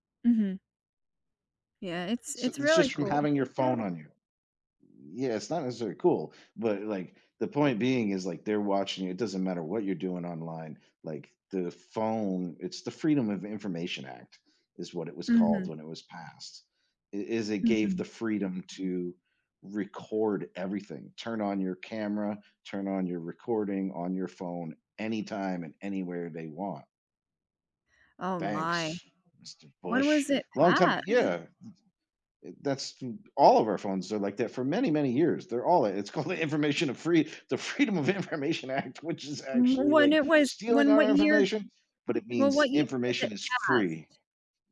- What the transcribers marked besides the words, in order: none
- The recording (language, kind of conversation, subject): English, unstructured, What challenges and opportunities might come with knowing others' thoughts for a day?
- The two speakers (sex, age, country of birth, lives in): female, 25-29, United States, United States; male, 45-49, United States, United States